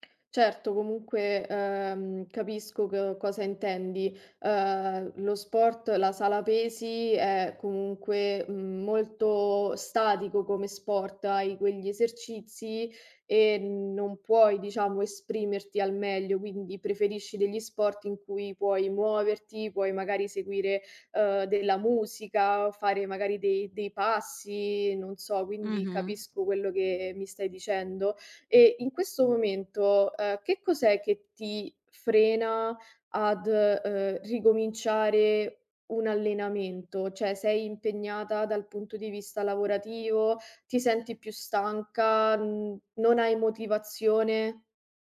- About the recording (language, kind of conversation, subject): Italian, advice, Come posso mantenere la costanza nell’allenamento settimanale nonostante le difficoltà?
- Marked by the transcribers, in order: "cioè" said as "ceh"